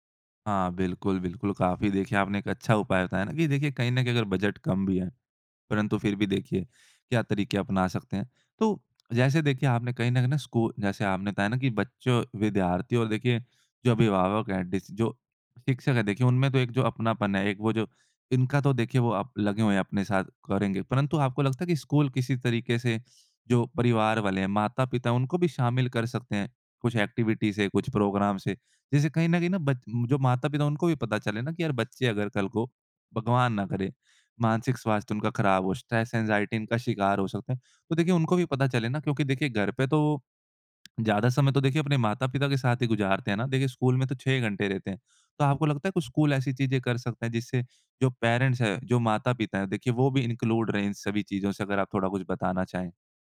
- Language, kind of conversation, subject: Hindi, podcast, मानसिक स्वास्थ्य को स्कूल में किस तरह शामिल करें?
- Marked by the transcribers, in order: in English: "एक्टिविटी"; in English: "स्ट्रेस, एंग्जायटी"; tapping; in English: "पैरेंट्स"; in English: "इन्क्लूड"